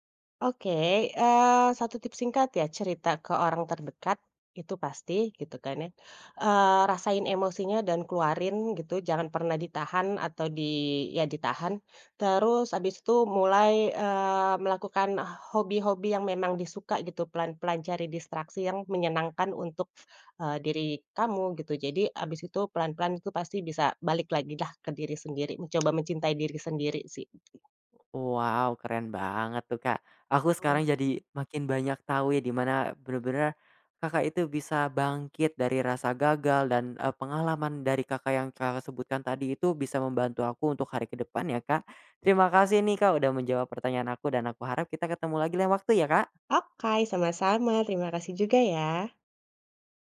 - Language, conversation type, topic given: Indonesian, podcast, Kebiasaan kecil apa yang paling membantu Anda bangkit setelah mengalami kegagalan?
- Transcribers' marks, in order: tapping; other background noise; unintelligible speech